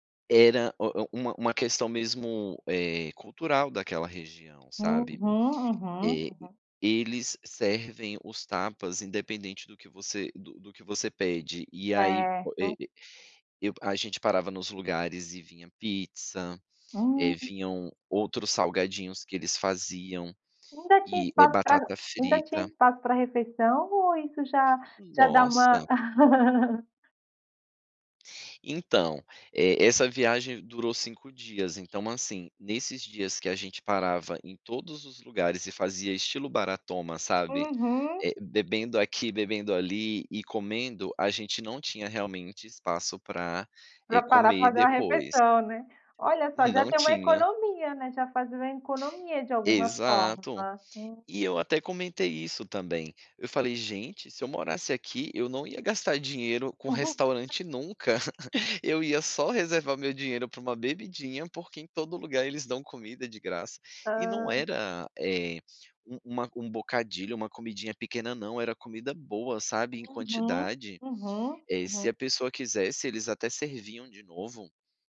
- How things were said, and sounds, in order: tapping; laugh; other noise; chuckle; laugh
- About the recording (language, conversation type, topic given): Portuguese, podcast, Que papel a comida tem na transmissão de valores?